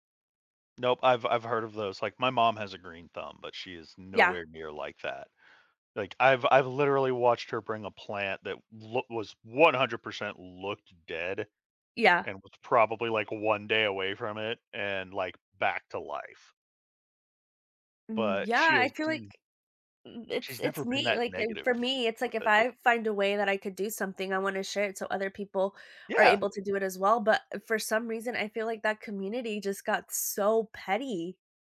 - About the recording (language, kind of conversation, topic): English, unstructured, Why do people sometimes feel the need to show off their abilities, and how does it affect those around them?
- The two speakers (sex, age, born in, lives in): female, 30-34, Mexico, United States; male, 40-44, United States, United States
- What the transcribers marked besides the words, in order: tapping